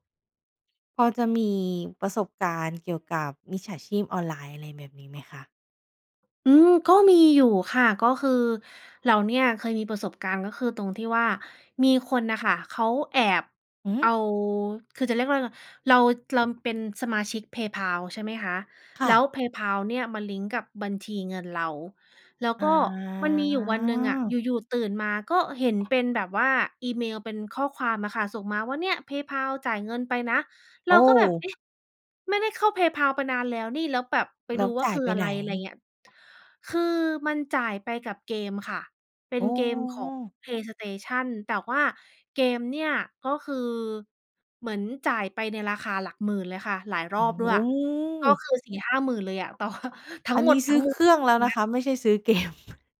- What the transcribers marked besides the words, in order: drawn out: "อา"; laughing while speaking: "แต่ว่า"; laughing while speaking: "เกม"
- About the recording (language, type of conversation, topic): Thai, podcast, บอกวิธีป้องกันมิจฉาชีพออนไลน์ที่ควรรู้หน่อย?